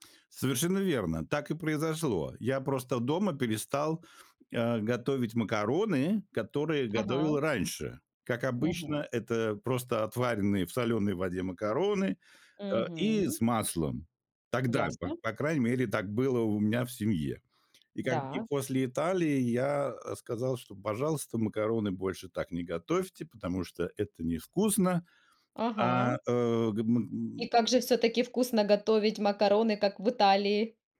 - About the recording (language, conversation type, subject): Russian, podcast, Какая еда за границей удивила тебя больше всего и почему?
- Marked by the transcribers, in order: other background noise